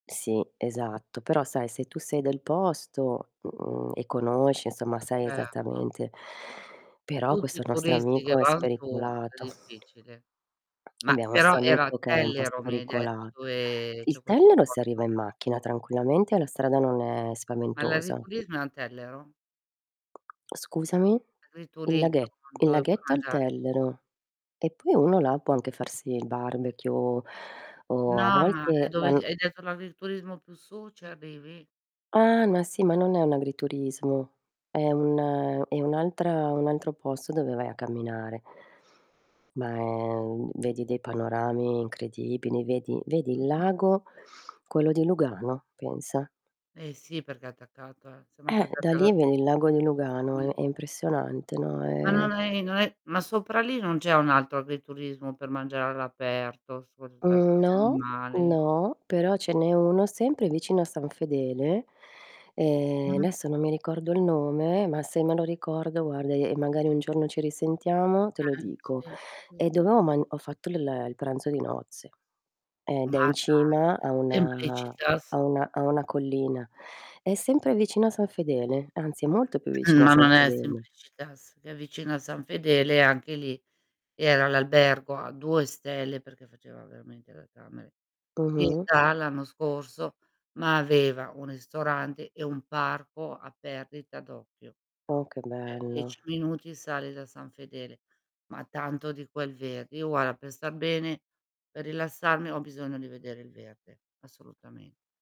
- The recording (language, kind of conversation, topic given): Italian, unstructured, Qual è il tuo ricordo più bello legato alla natura?
- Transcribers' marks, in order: distorted speech; tapping; unintelligible speech; other background noise; static; unintelligible speech; unintelligible speech; "adesso" said as "desso"; throat clearing; "Cioè" said as "ceh"